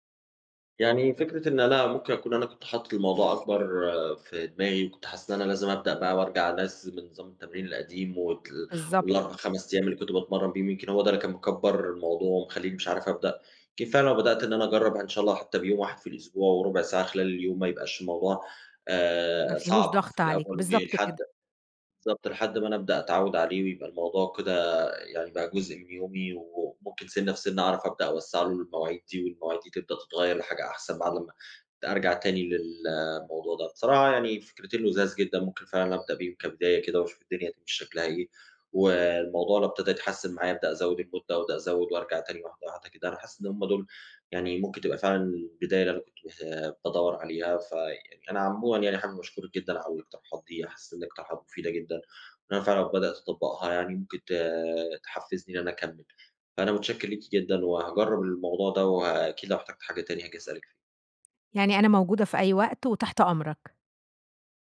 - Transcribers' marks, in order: other background noise; horn
- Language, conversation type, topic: Arabic, advice, إزاي أقدر ألتزم بالتمرين بشكل منتظم رغم إنّي مشغول؟